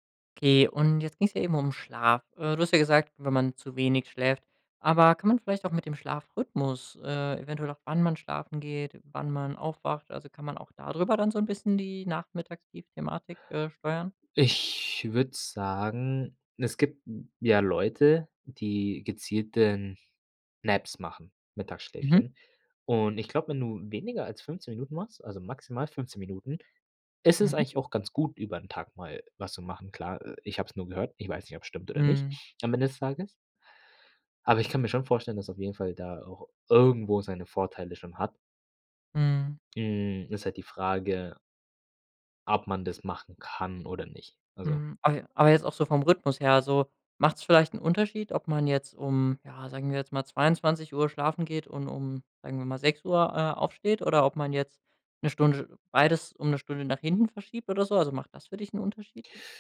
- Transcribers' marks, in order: in English: "Naps"
- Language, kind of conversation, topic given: German, podcast, Wie gehst du mit Energietiefs am Nachmittag um?